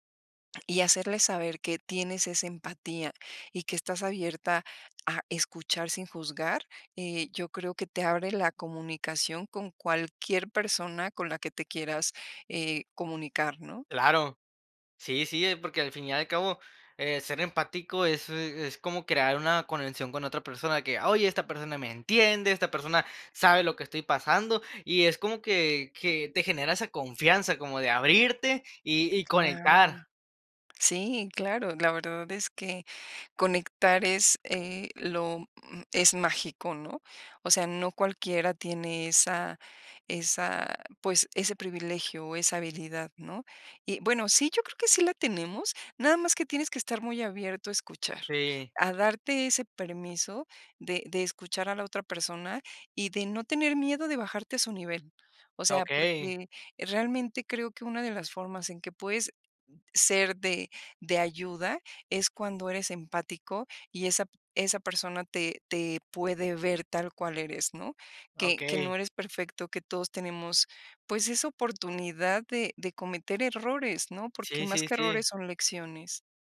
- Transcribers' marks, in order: none
- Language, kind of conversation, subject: Spanish, podcast, ¿Qué tipo de historias te ayudan a conectar con la gente?